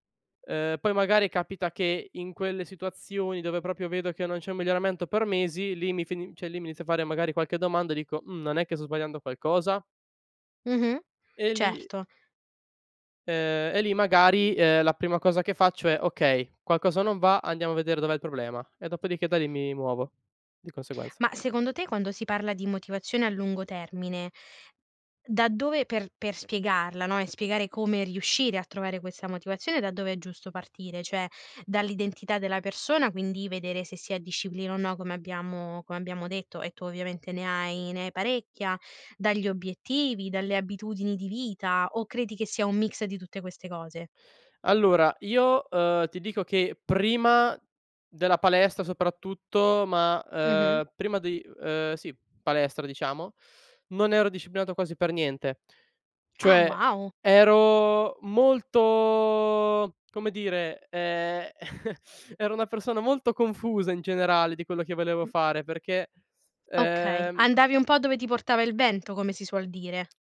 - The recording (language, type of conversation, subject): Italian, podcast, Come mantieni la motivazione nel lungo periodo?
- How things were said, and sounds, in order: "proprio" said as "propio"; "cioè" said as "ceh"; drawn out: "molto"; chuckle